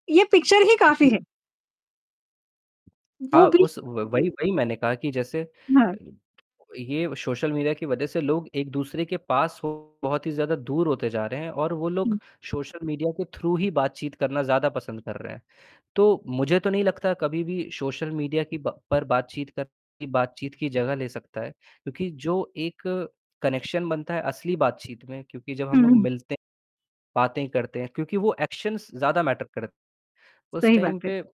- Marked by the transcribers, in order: in English: "पिक्चर"; distorted speech; tapping; in English: "थ्रू"; in English: "कनेक्शन"; in English: "एक्शन्स"; in English: "मैटर"; in English: "टाइम"
- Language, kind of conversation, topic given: Hindi, unstructured, क्या सामाजिक माध्यम हमारे रिश्तों को मजबूत करते हैं या कमजोर करते हैं?